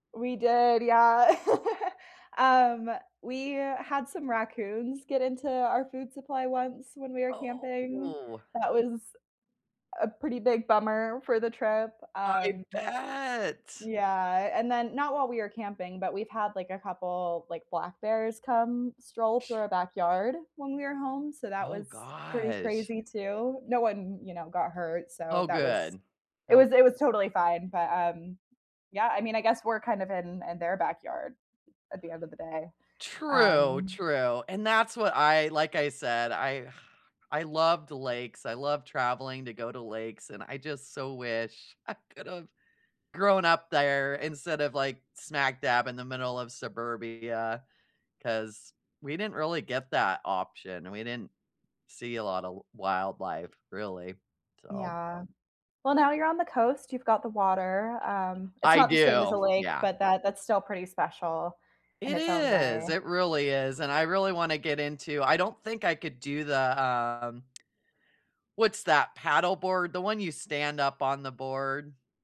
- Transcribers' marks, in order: laugh; drawn out: "Oh"; drawn out: "bet"; drawn out: "gosh"; sigh; laughing while speaking: "I could have"; tsk
- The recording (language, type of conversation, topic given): English, unstructured, What is a memory about your town that makes you smile?
- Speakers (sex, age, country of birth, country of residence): female, 25-29, United States, United States; female, 45-49, United States, United States